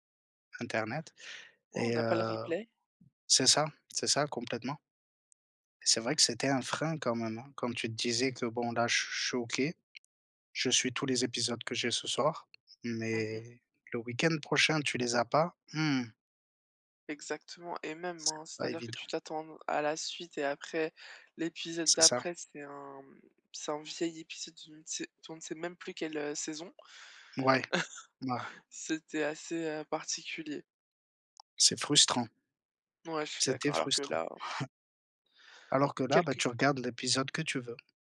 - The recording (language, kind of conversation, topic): French, unstructured, Quel rôle les plateformes de streaming jouent-elles dans vos loisirs ?
- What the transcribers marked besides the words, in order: chuckle; tapping; chuckle